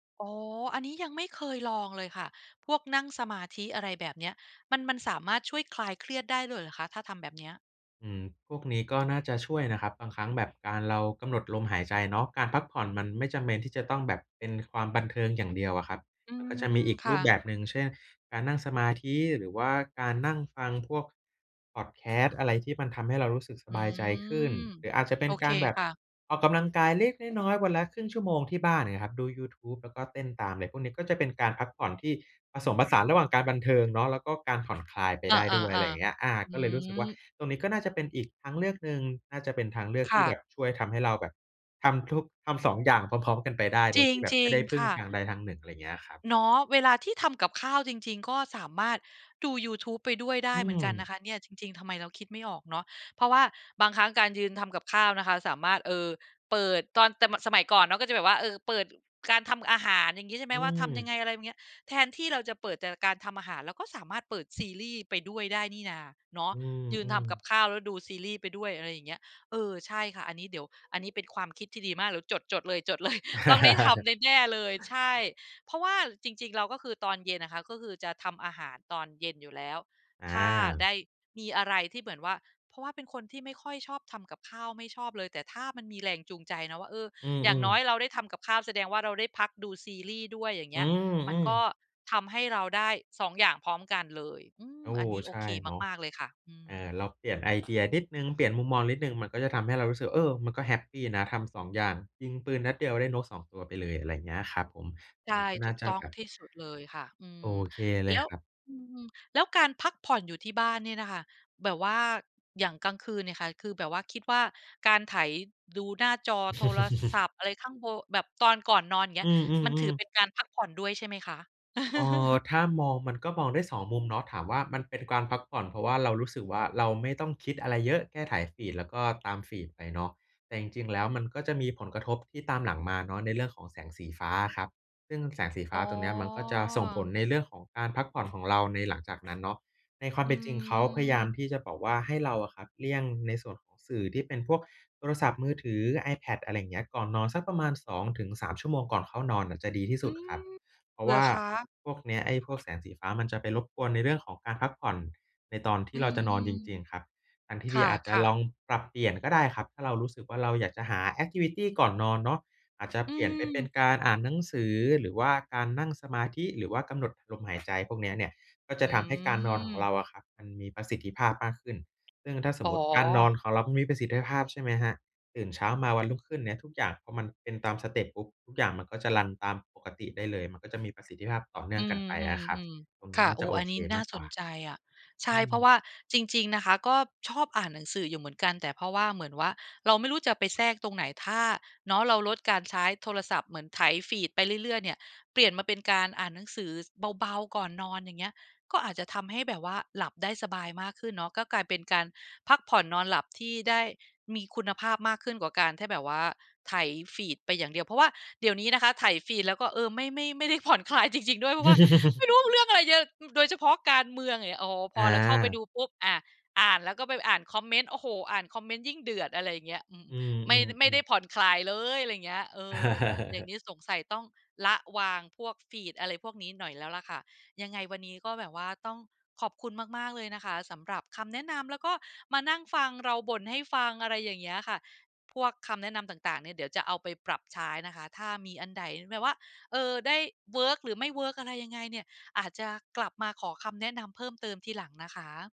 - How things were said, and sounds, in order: other background noise; laugh; laughing while speaking: "จดเลย"; laugh; laugh; laugh; chuckle
- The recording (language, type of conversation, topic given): Thai, advice, ฉันจะหาสมดุลระหว่างความบันเทิงกับการพักผ่อนที่บ้านได้อย่างไร?